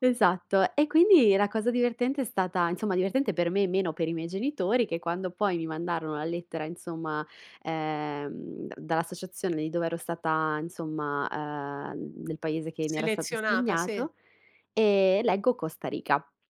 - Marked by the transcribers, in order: none
- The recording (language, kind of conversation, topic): Italian, podcast, Puoi raccontarmi di un incontro casuale che si è trasformato in un’amicizia?